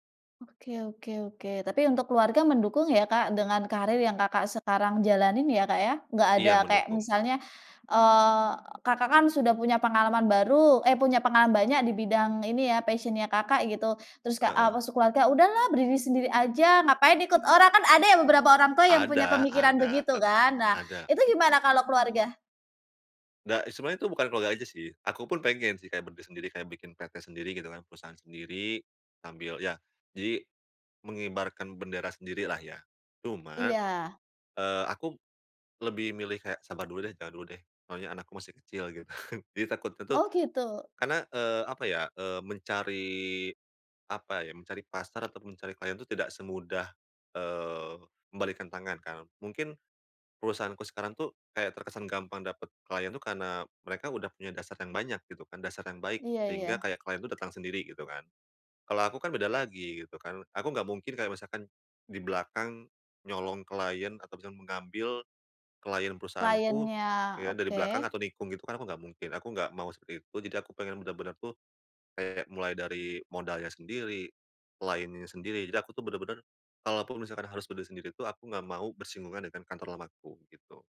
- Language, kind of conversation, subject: Indonesian, podcast, Bagaimana cara menemukan minat yang dapat bertahan lama?
- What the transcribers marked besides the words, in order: in English: "passion-nya"; tapping; laughing while speaking: "gitu, kan"